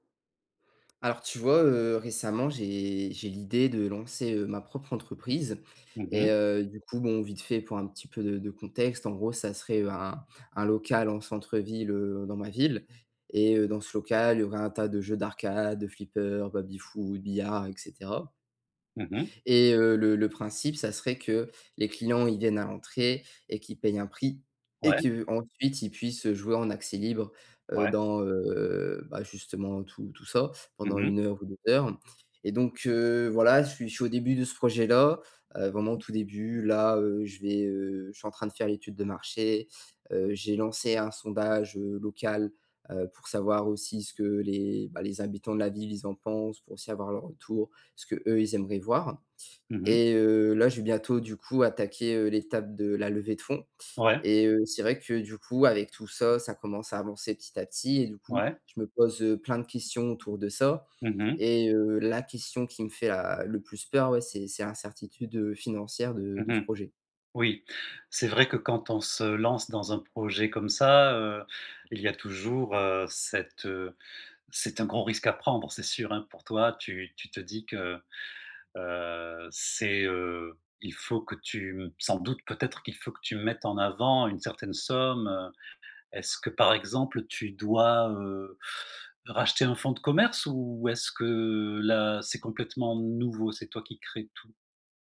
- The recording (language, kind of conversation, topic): French, advice, Comment gérer mes doutes face à l’incertitude financière avant de lancer ma startup ?
- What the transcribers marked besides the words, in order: none